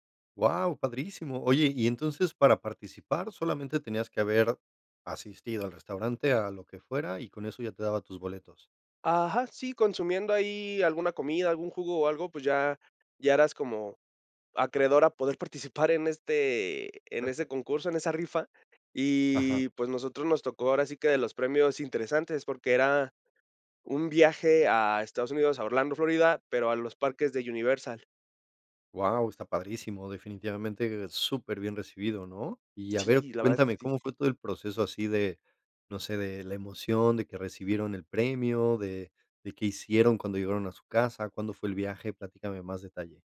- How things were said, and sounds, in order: laugh
- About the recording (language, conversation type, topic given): Spanish, podcast, ¿Me puedes contar sobre un viaje improvisado e inolvidable?